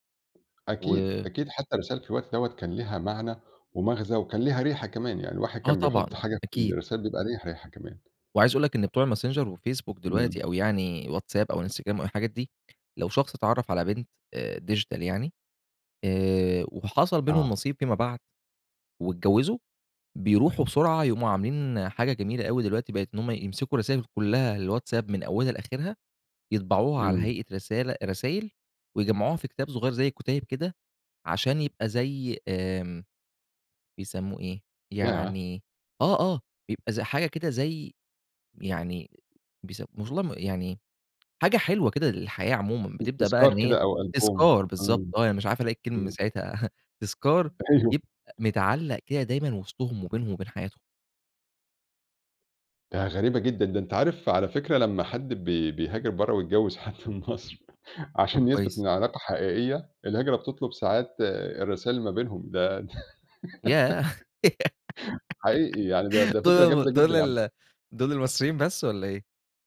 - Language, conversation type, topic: Arabic, podcast, إيه حدود الخصوصية اللي لازم نحطّها في الرسايل؟
- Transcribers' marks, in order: tapping; in English: "digital"; unintelligible speech; in English: "ألبوم"; chuckle; laughing while speaking: "أيوه"; other background noise; laughing while speaking: "حد من مصر"; chuckle; laugh